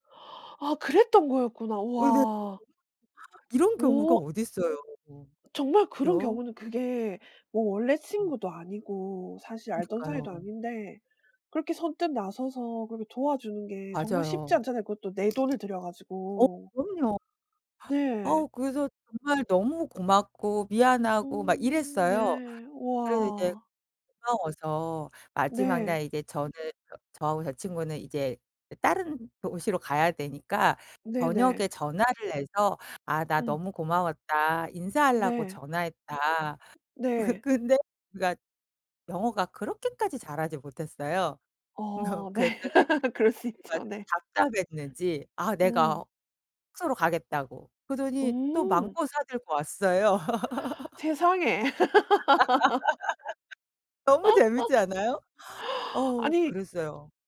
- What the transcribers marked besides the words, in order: unintelligible speech; other background noise; tapping; laughing while speaking: "어"; laughing while speaking: "네. 그럴 수 있죠"; laugh
- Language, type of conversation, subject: Korean, podcast, 여행 중에 만난 친절한 사람에 대한 이야기를 들려주실 수 있나요?